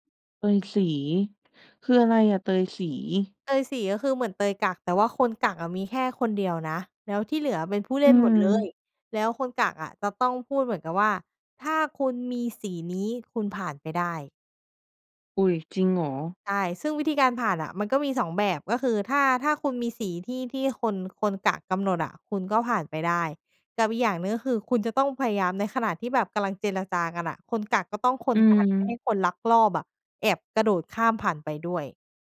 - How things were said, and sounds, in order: none
- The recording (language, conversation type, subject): Thai, podcast, คุณชอบเล่นเกมอะไรในสนามเด็กเล่นมากที่สุด?